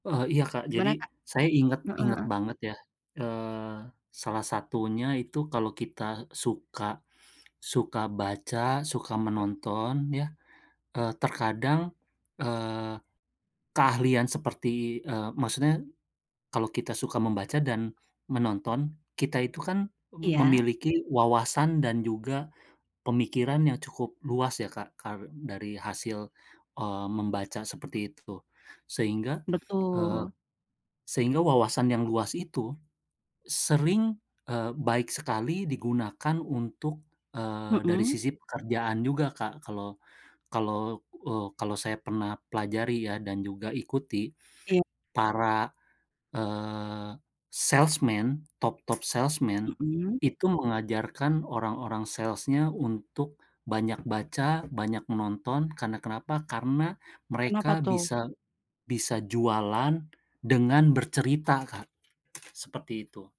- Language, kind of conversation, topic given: Indonesian, unstructured, Pernahkah kamu terkejut dengan akhir cerita dalam film atau buku?
- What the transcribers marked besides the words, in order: in English: "salesman top top salesman"; other background noise; in English: "sales-nya"; tapping